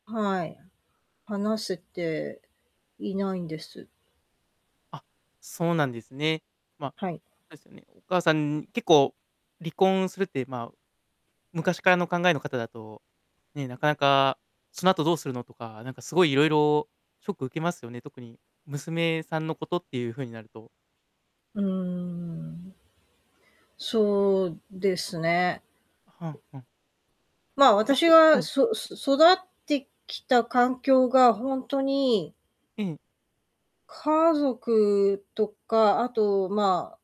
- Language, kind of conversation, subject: Japanese, advice, 重要な話を切り出す勇気が出ないのは、どんな瞬間ですか？
- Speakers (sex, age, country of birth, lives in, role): female, 55-59, Japan, United States, user; male, 30-34, Japan, Japan, advisor
- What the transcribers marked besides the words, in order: static; distorted speech